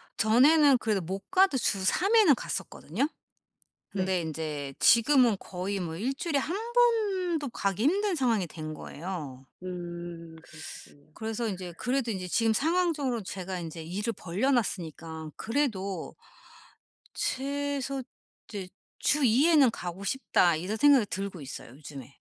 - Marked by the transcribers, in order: other background noise
- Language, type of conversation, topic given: Korean, advice, 요즘 시간이 부족해서 좋아하는 취미를 계속하기가 어려운데, 어떻게 하면 꾸준히 유지할 수 있을까요?